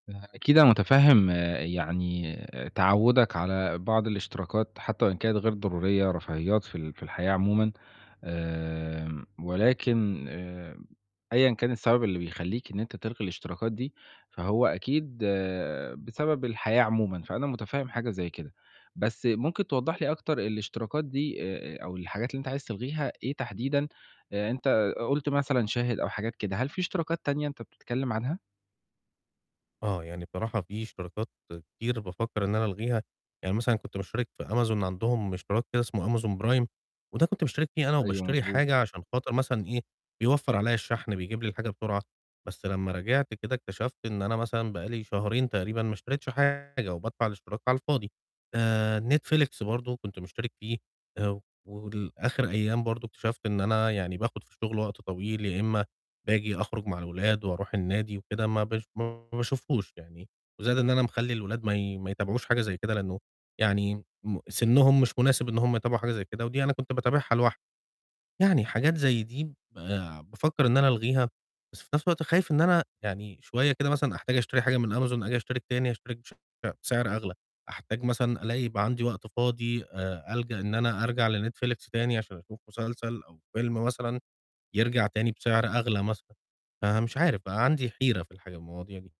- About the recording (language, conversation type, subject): Arabic, advice, إزاي أقدر أوقف اشتراكات شهرية مش ضرورية وأنا خايف؟
- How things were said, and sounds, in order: distorted speech